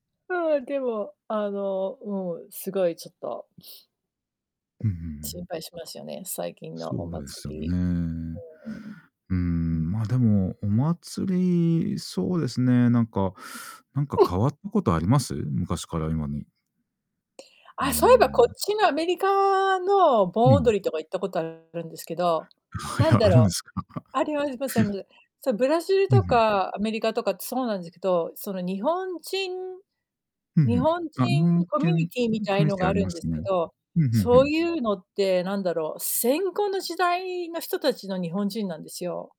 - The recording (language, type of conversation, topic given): Japanese, unstructured, あなたにとってお祭りにはどんな意味がありますか？
- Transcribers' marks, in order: other background noise; distorted speech; chuckle; chuckle; unintelligible speech